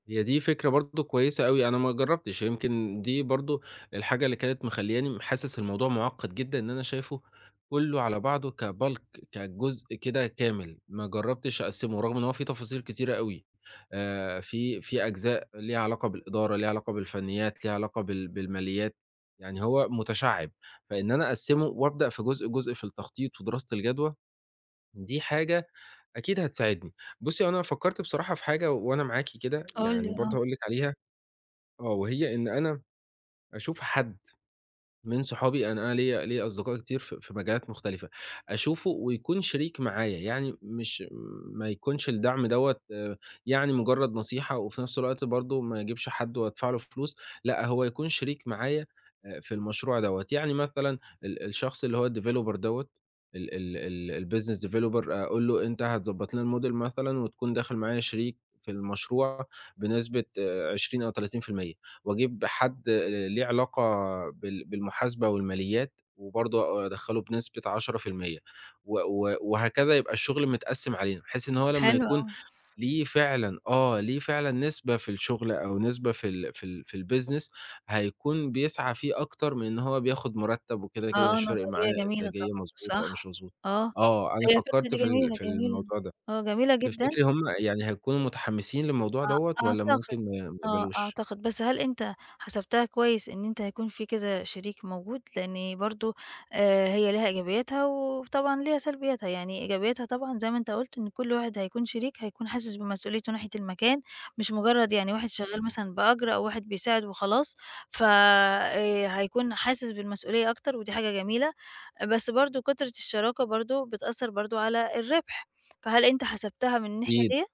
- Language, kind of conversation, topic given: Arabic, advice, إزاي أقدر أبدأ في مهمة كبيرة ومعقدة وأنا حاسس إني مش قادر؟
- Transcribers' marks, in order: in English: "كBulk"; in English: "الDeveloper"; in English: "الBusiness Developer"; in English: "الModel"; in English: "الBusiness"; other background noise